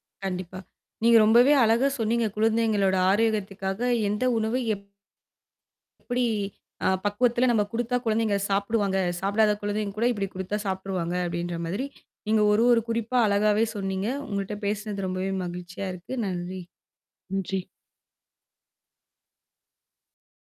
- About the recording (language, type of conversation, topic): Tamil, podcast, குழந்தைகளுக்கு ஆரோக்கியமான உணவுப் பழக்கங்களை எப்படி உருவாக்கலாம்?
- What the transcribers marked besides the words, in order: static; tapping